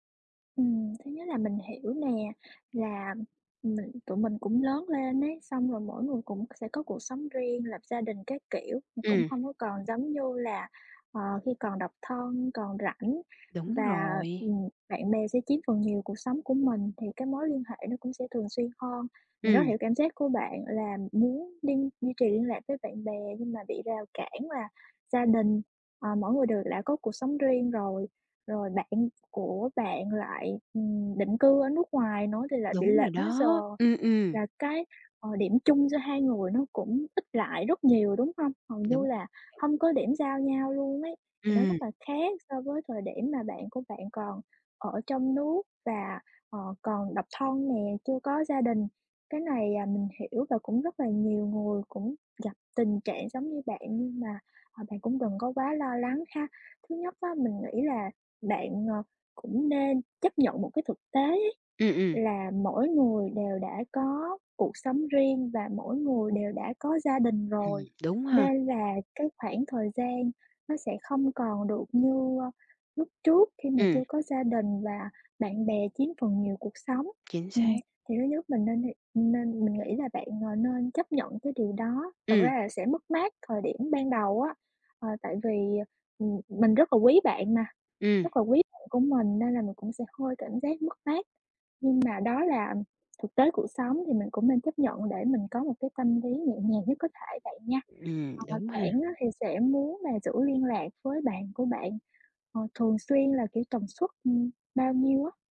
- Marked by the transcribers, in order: tapping; other background noise
- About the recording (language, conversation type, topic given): Vietnamese, advice, Làm sao để giữ liên lạc với bạn bè lâu dài?